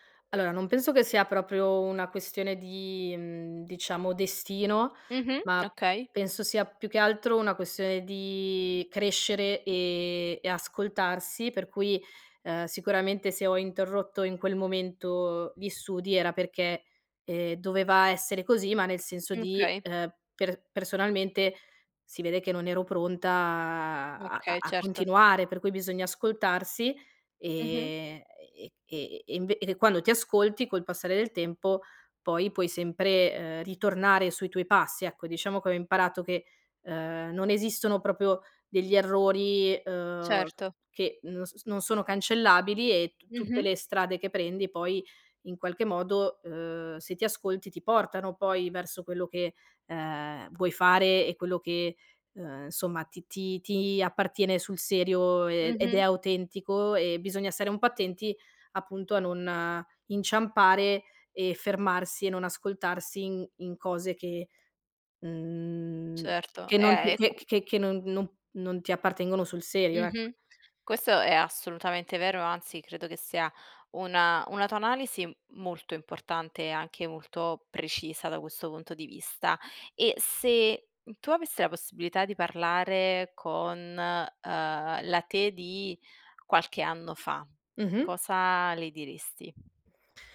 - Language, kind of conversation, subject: Italian, podcast, Come scegli tra una passione e un lavoro stabile?
- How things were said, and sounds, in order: other background noise; "proprio" said as "propio"; tapping